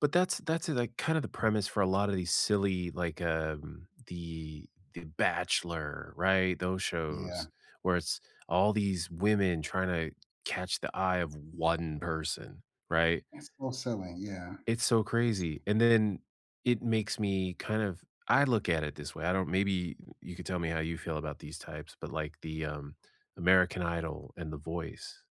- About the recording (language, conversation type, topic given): English, unstructured, Are reality TV shows more fake than real?
- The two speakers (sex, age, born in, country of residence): male, 40-44, United States, United States; male, 50-54, United States, United States
- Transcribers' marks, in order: other background noise